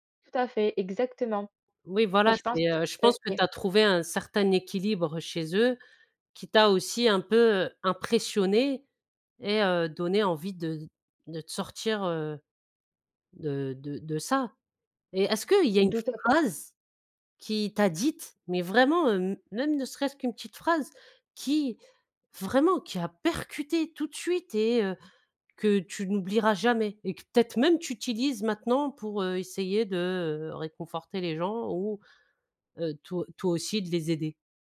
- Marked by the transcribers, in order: unintelligible speech; stressed: "vraiment"
- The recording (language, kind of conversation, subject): French, podcast, Qui t’a aidé quand tu étais complètement perdu ?